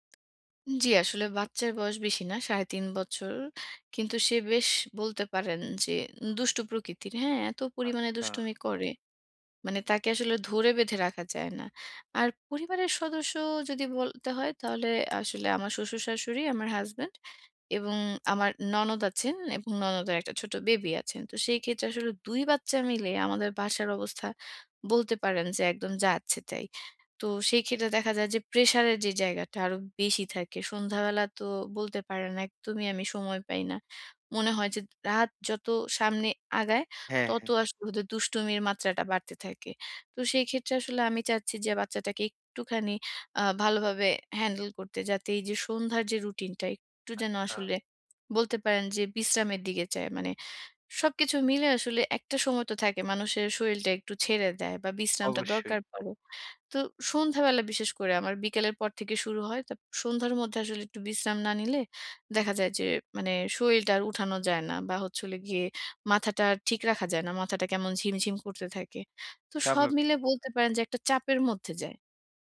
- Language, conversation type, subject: Bengali, advice, সন্ধ্যায় কীভাবে আমি শান্ত ও নিয়মিত রুটিন গড়ে তুলতে পারি?
- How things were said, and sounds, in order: other noise